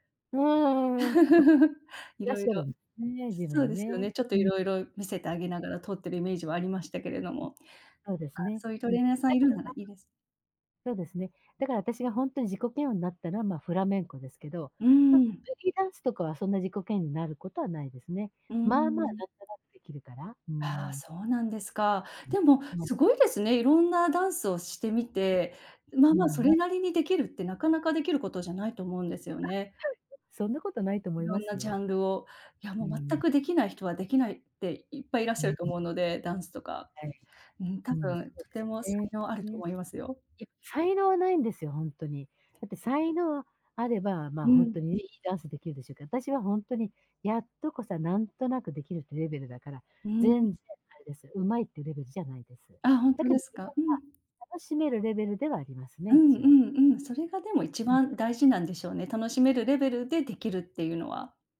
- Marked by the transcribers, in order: chuckle; tapping; other background noise; laugh; unintelligible speech
- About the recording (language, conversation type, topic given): Japanese, advice, ジムで他人と比べて自己嫌悪になるのをやめるにはどうしたらいいですか？